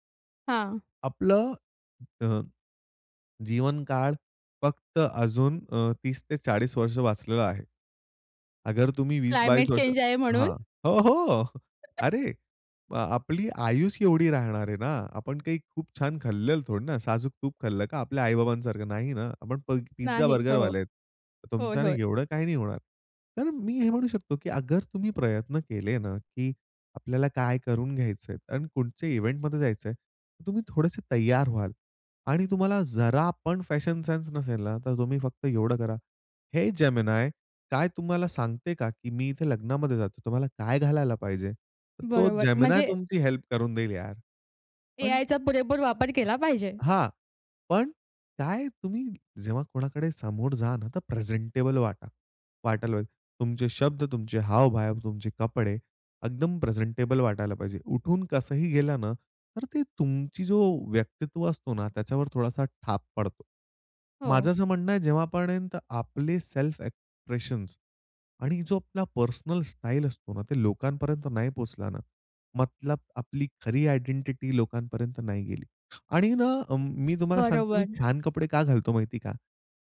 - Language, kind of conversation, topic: Marathi, podcast, कोणत्या कपड्यांमध्ये आपण सर्वांत जास्त स्वतःसारखे वाटता?
- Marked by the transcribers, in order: anticipating: "हो, हो. अरे"; in English: "क्लायमेट चेंज"; chuckle; in English: "इव्हेंटमध्ये"; in English: "फॅशन सेन्स"; tapping; other background noise; in English: "हेल्प"; unintelligible speech; in English: "प्रेझेंटेबल"; in English: "प्रेझेंटेबल"; in English: "सेल्फ एक्सप्रेशन्स"; in English: "आयडेंटिटी"